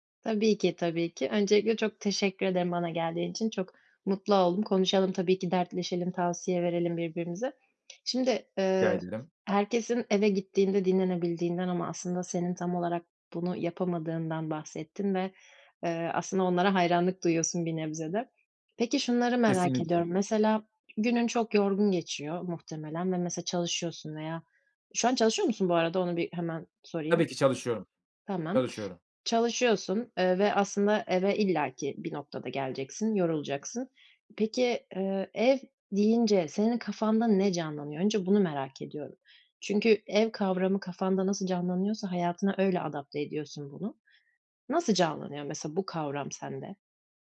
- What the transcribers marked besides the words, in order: other background noise
- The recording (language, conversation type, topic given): Turkish, advice, Evde dinlenmek ve rahatlamakta neden zorlanıyorum, ne yapabilirim?